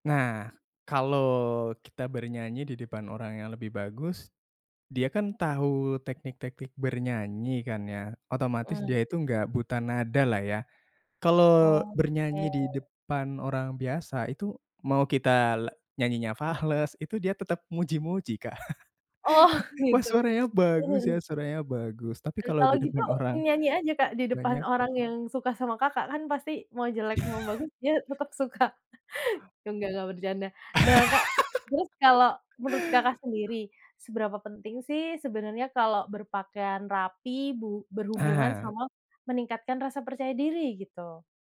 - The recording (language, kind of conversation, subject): Indonesian, podcast, Kebiasaan sehari-hari apa yang paling membantu meningkatkan rasa percaya dirimu?
- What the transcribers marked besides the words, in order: tapping; laughing while speaking: "fales"; laugh; laugh; in English: "suka"; laugh